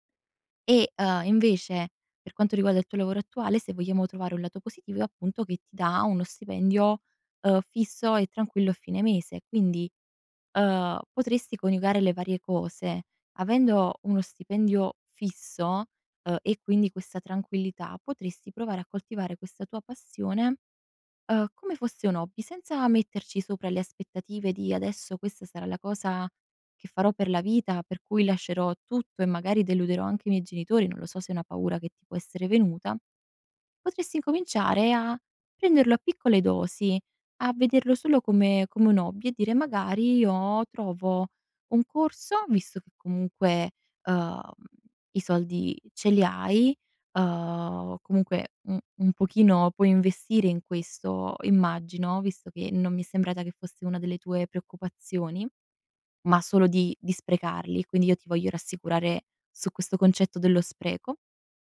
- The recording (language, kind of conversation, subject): Italian, advice, Come posso capire perché mi sento bloccato nella carriera e senza un senso personale?
- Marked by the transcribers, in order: none